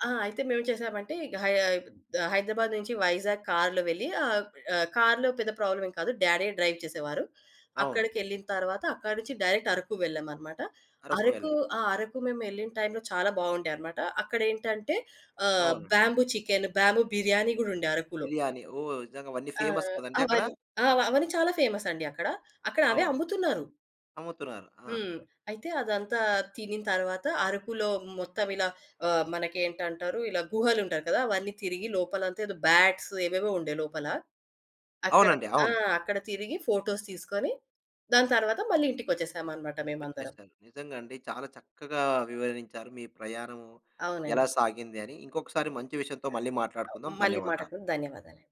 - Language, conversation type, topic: Telugu, podcast, మీకు ఇప్పటికీ గుర్తుండిపోయిన ఒక ప్రయాణం గురించి చెప్పగలరా?
- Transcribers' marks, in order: in English: "డ్రైవ్"; in English: "డైరెక్ట్"; in English: "బ్యాంబూ చికెన్, బ్యాంబూ బిర్యానీ"; in English: "ఫేమస్"; in English: "బ్యాట్స్"; in English: "ఫోటోస్"